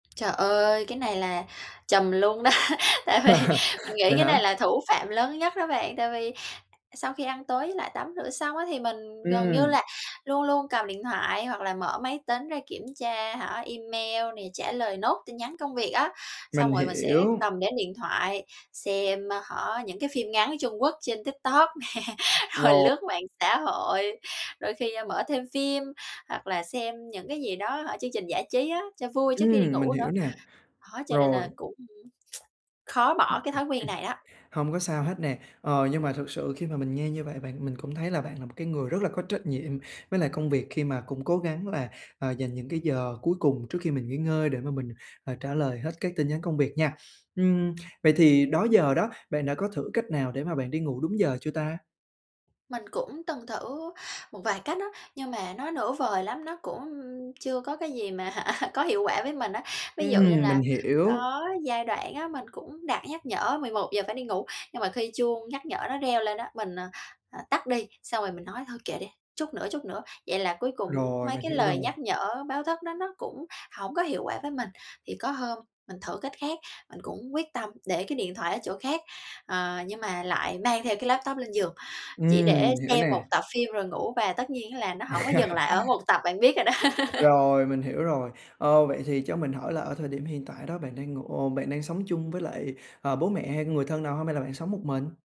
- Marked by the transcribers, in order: laughing while speaking: "đó, tại vì"; chuckle; laughing while speaking: "nè, rồi"; lip smack; other background noise; chuckle; tapping; laughing while speaking: "hả"; in English: "laptop"; chuckle; laugh
- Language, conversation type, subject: Vietnamese, advice, Làm thế nào để tôi có thể đi ngủ đúng giờ mỗi ngày?